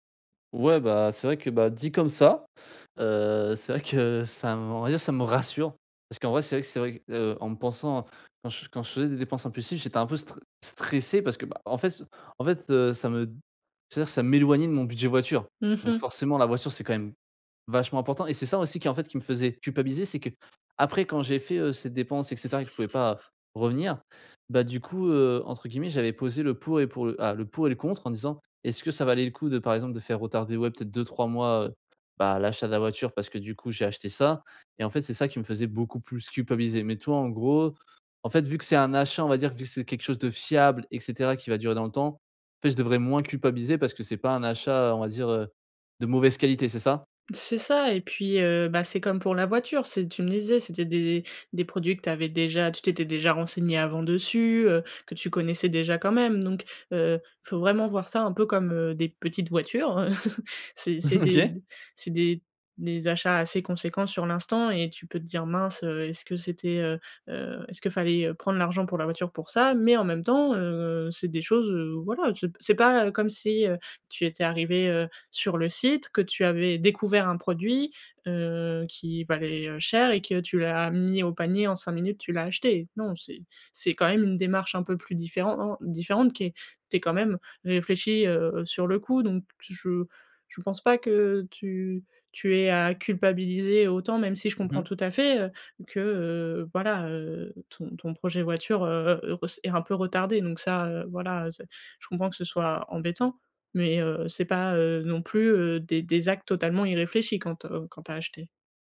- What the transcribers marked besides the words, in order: stressed: "rassure"; stressed: "stressé"; laughing while speaking: "OK"; chuckle
- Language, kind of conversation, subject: French, advice, Comment éviter les achats impulsifs en ligne qui dépassent mon budget ?